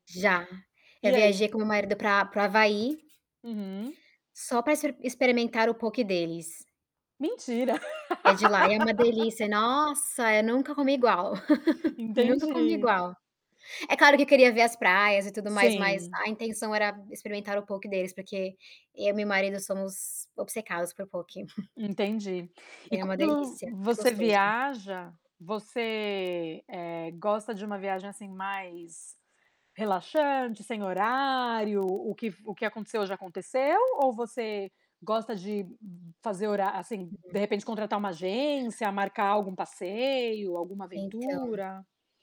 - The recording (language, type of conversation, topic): Portuguese, unstructured, O que você gosta de experimentar quando viaja?
- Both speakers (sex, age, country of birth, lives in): female, 25-29, Brazil, United States; female, 40-44, Brazil, United States
- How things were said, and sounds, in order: distorted speech; static; tapping; laugh; chuckle; chuckle